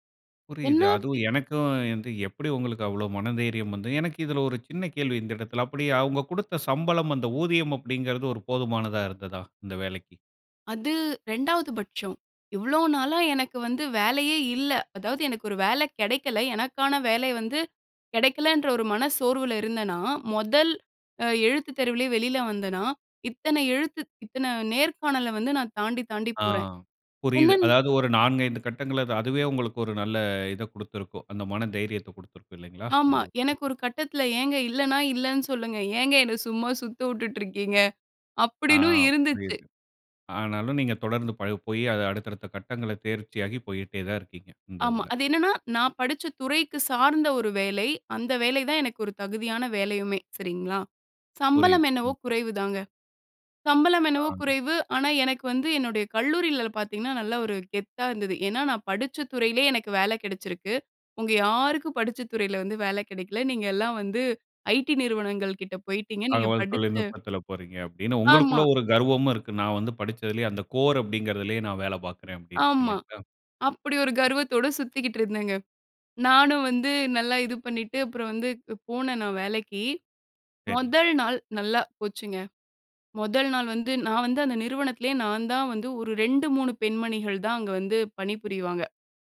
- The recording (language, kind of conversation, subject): Tamil, podcast, உங்கள் முதல் வேலை அனுபவம் உங்கள் வாழ்க்கைக்கு இன்றும் எப்படி உதவுகிறது?
- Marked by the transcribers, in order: unintelligible speech; laughing while speaking: "ஏங்க இல்லன்னா இல்லன்னு சொல்லுங்க. ஏங்க என்ன சும்மா சுத்த வுட்டுட்டு இருக்கீங்க அப்படின்னு இருந்துச்சு"; other background noise; in English: "கோர்"